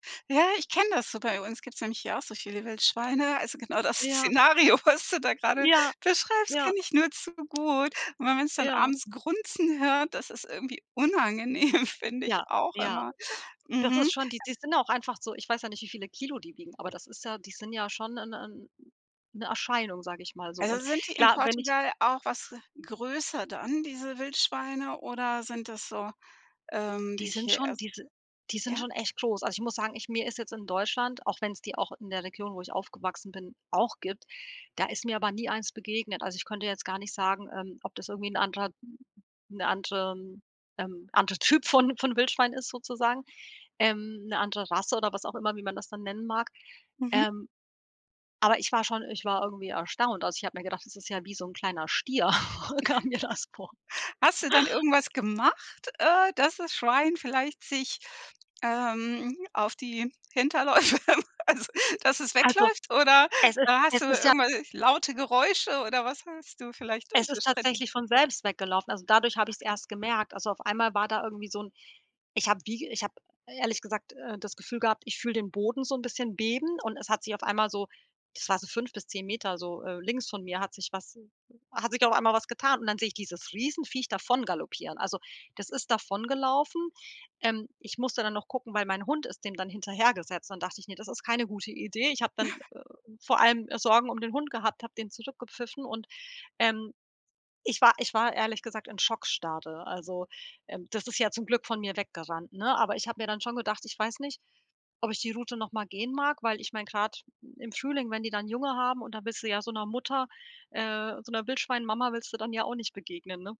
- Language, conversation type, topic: German, podcast, Wie wichtig ist dir Zeit in der Natur?
- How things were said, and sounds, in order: laughing while speaking: "genau das Szenario, was"; other background noise; laughing while speaking: "unangenehm"; tapping; snort; chuckle; laughing while speaking: "Kam mir das vor"; laughing while speaking: "Hinterläufe"; chuckle